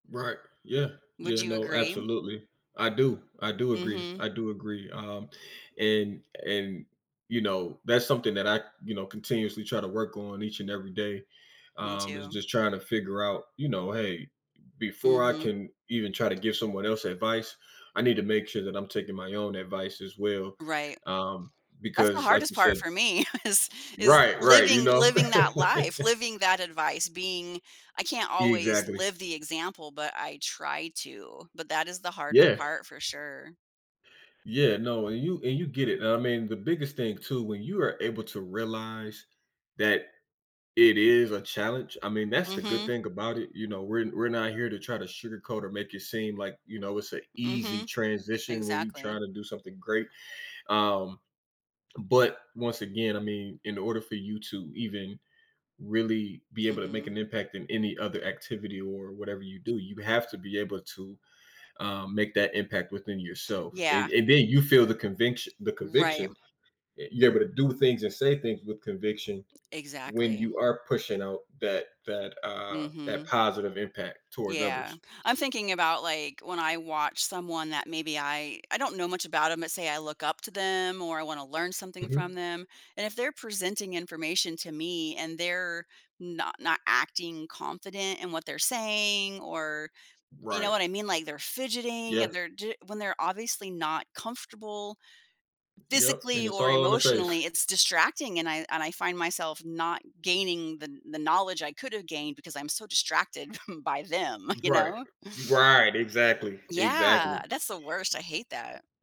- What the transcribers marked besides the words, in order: tapping; laughing while speaking: "is"; laugh; "conviction" said as "convinction"; other background noise; chuckle; stressed: "Right"
- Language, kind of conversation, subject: English, unstructured, How do small actions lead to meaningful change in your life or community?
- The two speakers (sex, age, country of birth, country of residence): female, 45-49, United States, United States; male, 30-34, United States, United States